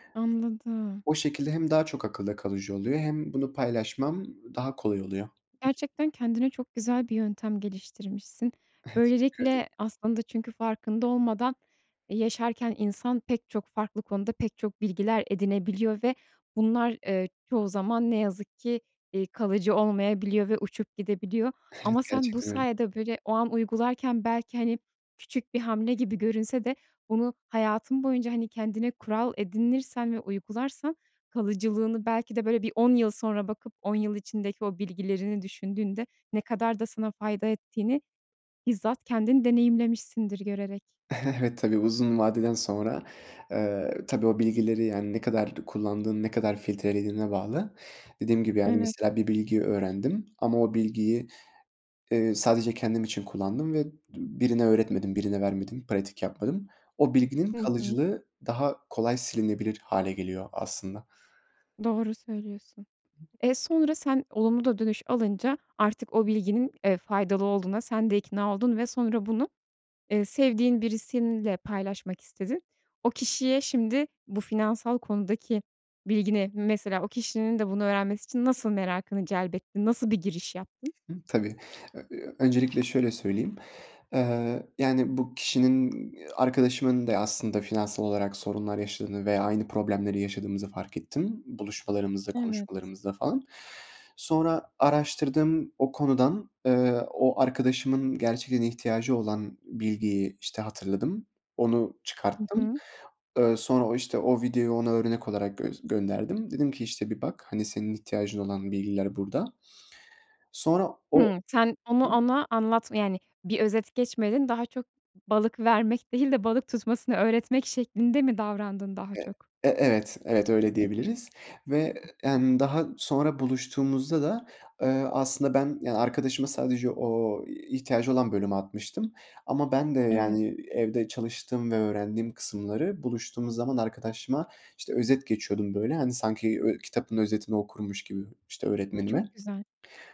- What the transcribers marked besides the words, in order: other background noise; chuckle; laughing while speaking: "Teşekkür ederim"; tapping; chuckle; chuckle; laughing while speaking: "Evet, tabii"; "birisiyle" said as "birisinle"; unintelligible speech
- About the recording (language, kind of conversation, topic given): Turkish, podcast, Birine bir beceriyi öğretecek olsan nasıl başlardın?